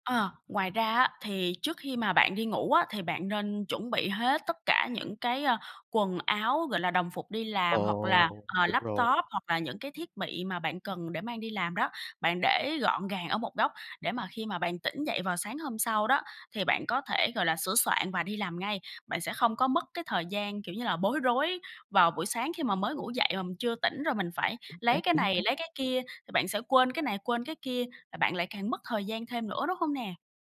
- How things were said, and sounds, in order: none
- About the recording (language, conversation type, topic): Vietnamese, advice, Làm thế nào để bạn khắc phục thói quen đi muộn khiến lịch trình hằng ngày bị ảnh hưởng?